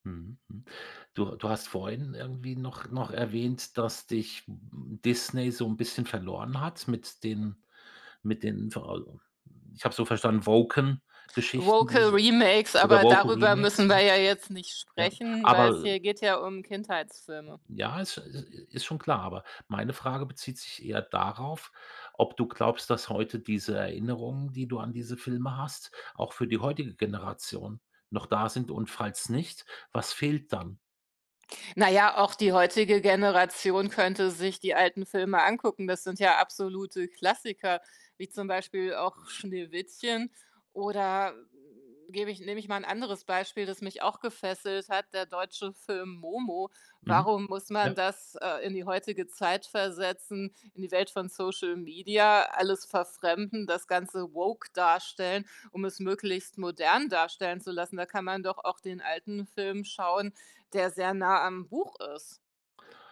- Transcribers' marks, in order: in English: "Woke remakes"; other background noise
- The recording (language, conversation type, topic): German, podcast, Welcher Film hat dich als Kind am meisten gefesselt?
- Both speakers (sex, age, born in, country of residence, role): female, 45-49, Germany, Germany, guest; male, 55-59, Germany, Germany, host